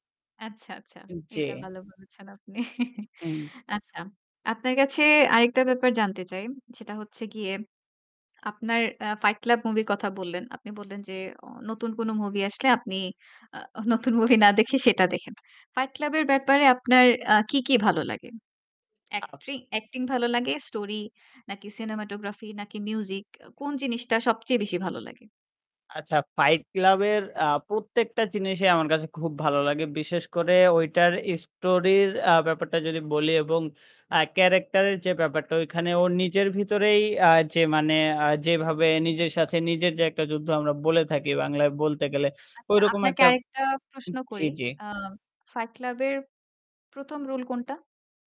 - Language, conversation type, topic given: Bengali, podcast, তুমি কেন কোনো সিনেমা বারবার দেখো?
- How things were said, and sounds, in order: static; chuckle; other background noise